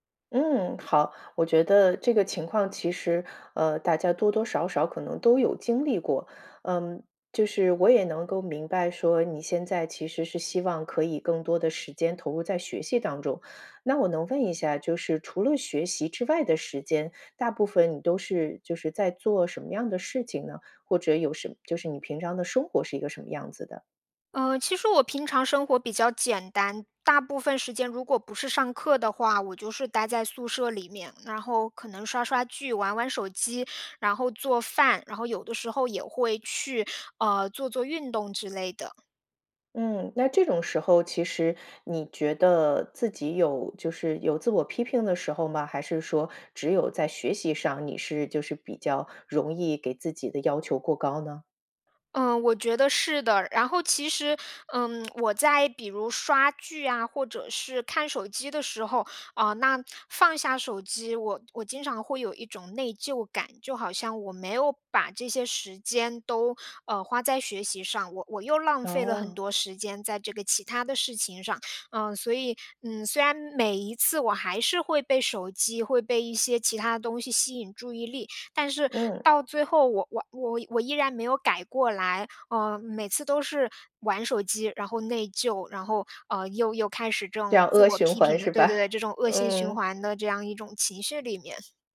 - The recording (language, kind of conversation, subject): Chinese, advice, 如何面对对自己要求过高、被自我批评压得喘不过气的感觉？
- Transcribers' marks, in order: laughing while speaking: "吧？"